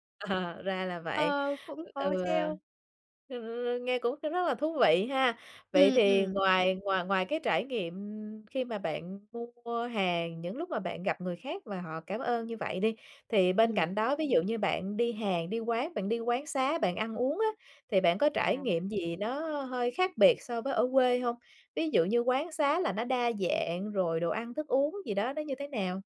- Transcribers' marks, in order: laughing while speaking: "Ờ"; tapping
- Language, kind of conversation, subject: Vietnamese, podcast, Bạn đã lần đầu phải thích nghi với văn hoá ở nơi mới như thế nào?